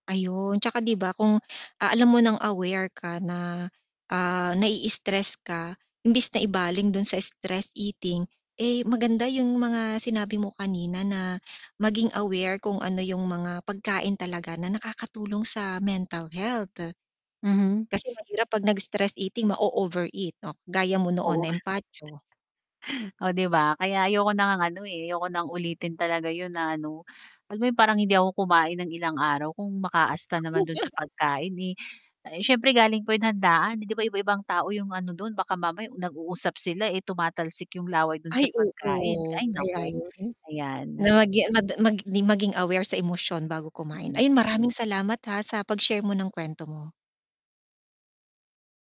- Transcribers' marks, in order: static; tapping; other background noise; distorted speech
- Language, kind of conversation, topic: Filipino, podcast, Paano mo ginagamit ang pagkain para aliwin ang sarili nang hindi sumusobra?